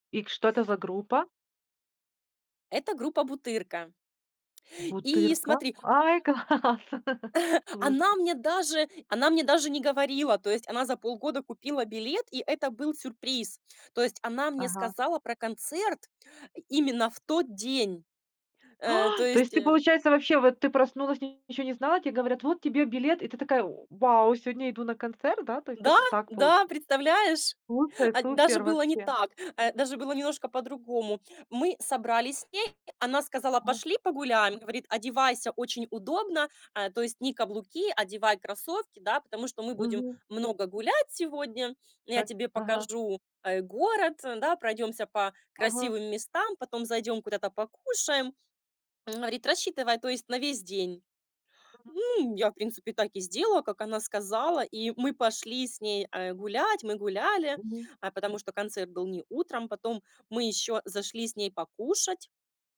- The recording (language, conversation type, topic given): Russian, podcast, Каким был твой первый концерт вживую и что запомнилось больше всего?
- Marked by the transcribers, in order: laughing while speaking: "класс"; chuckle; surprised: "Ай!"; other background noise; unintelligible speech; unintelligible speech